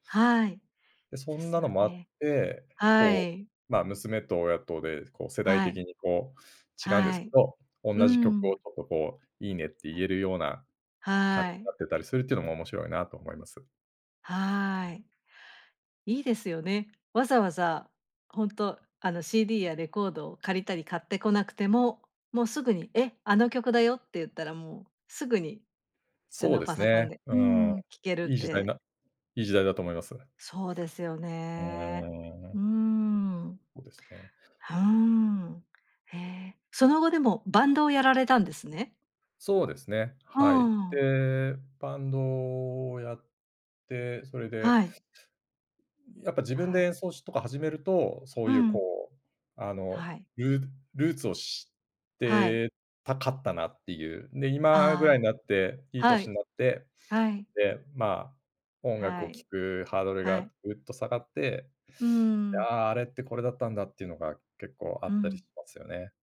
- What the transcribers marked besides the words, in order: other noise
- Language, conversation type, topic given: Japanese, podcast, 親や家族の音楽の影響を感じることはありますか？